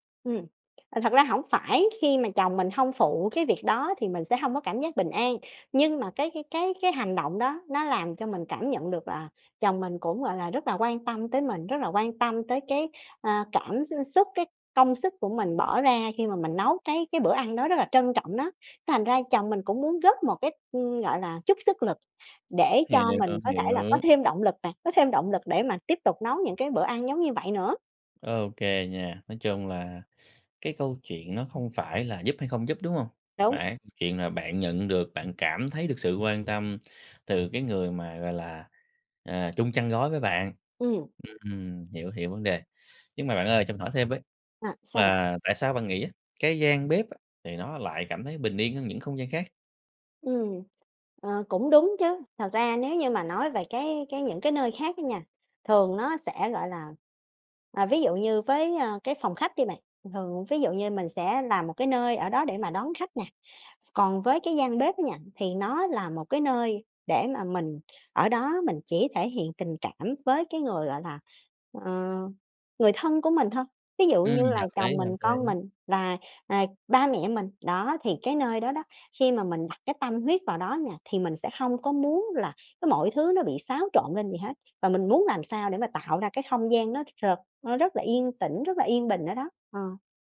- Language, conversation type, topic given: Vietnamese, podcast, Bạn có thói quen nào trong bếp giúp bạn thấy bình yên?
- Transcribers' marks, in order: tapping; other background noise